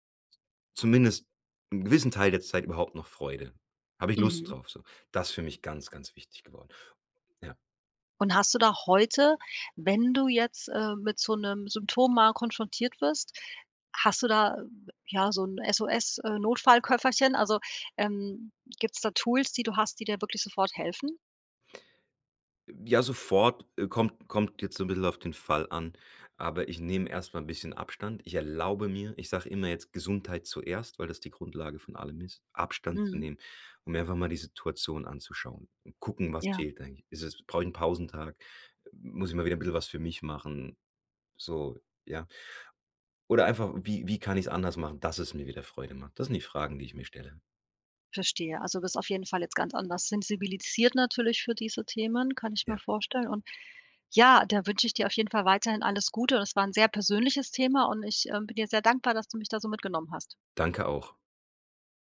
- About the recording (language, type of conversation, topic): German, podcast, Wie merkst du, dass du kurz vor einem Burnout stehst?
- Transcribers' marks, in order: stressed: "dass"